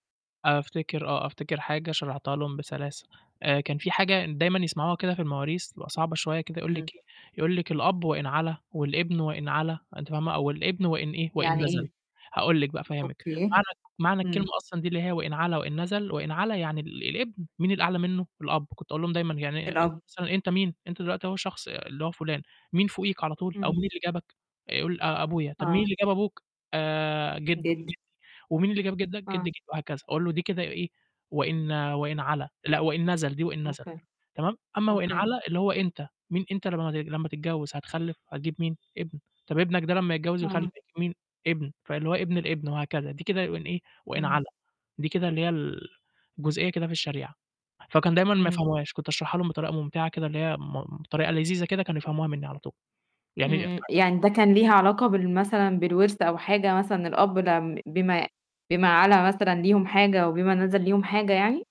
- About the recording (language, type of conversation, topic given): Arabic, podcast, إزاي تخلي المذاكرة ممتعة بدل ما تبقى واجب؟
- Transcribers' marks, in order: static; unintelligible speech; unintelligible speech; distorted speech